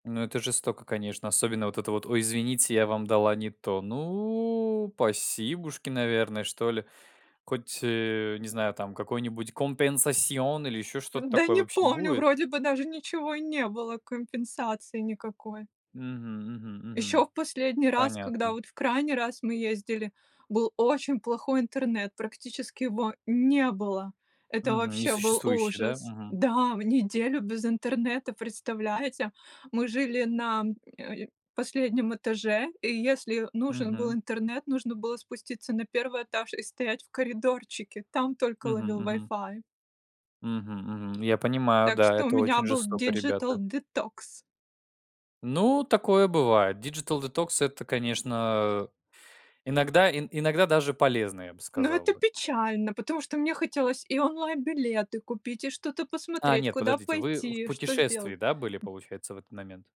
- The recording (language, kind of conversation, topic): Russian, unstructured, Что вас больше всего разочаровывало в поездках?
- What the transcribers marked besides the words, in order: drawn out: "Ну"; put-on voice: "компенсасион"; in French: "компенсасион"; tapping; stressed: "не было"; in English: "диджитал-детокс"; in English: "Диджитал-детокс -"; other noise